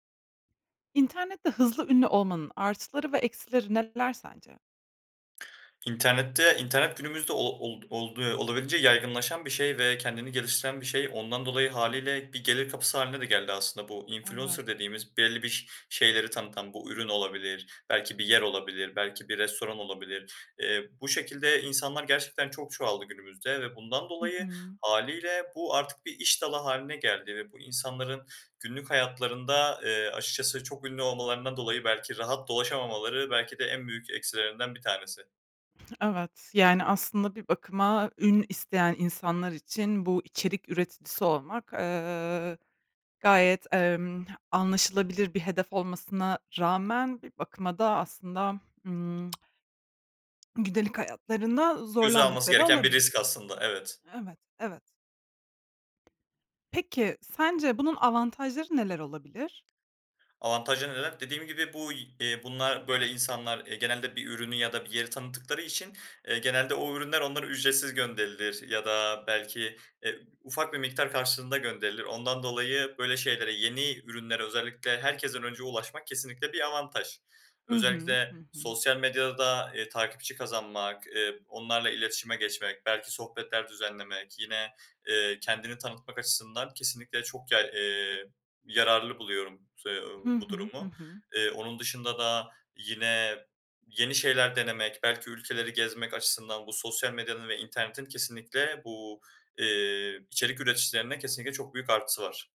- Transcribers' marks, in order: in English: "influencer"; tsk; tapping
- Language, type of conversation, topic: Turkish, podcast, İnternette hızlı ünlü olmanın artıları ve eksileri neler?